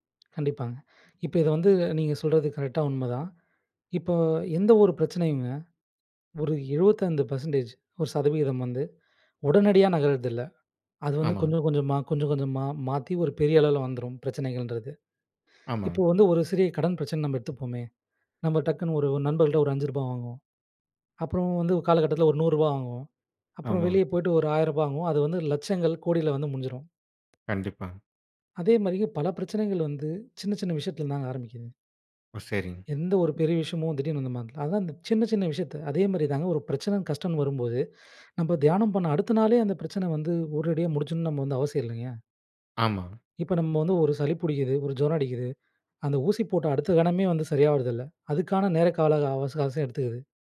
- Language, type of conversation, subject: Tamil, podcast, பணச்சுமை இருக்கும்போது தியானம் எப்படி உதவும்?
- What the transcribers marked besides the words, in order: other background noise; "சரிங்க" said as "சரிங்"; unintelligible speech; "ஆமாங்க" said as "ஆமாங்"; "கால" said as "காலக"; "அவகாசம்" said as "அவசம்"